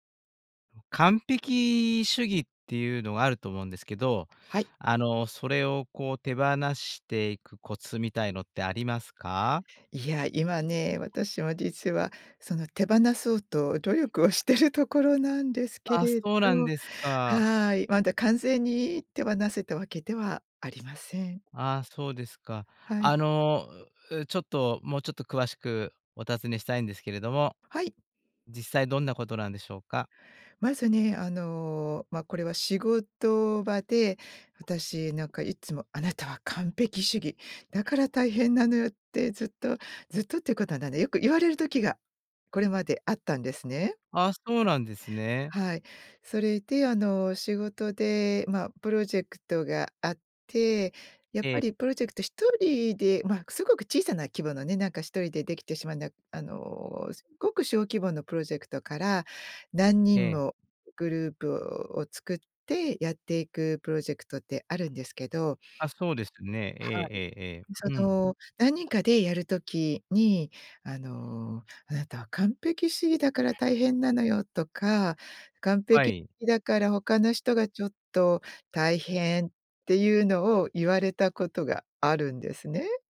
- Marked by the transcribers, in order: laughing while speaking: "してる"
- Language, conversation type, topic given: Japanese, podcast, 完璧主義を手放すコツはありますか？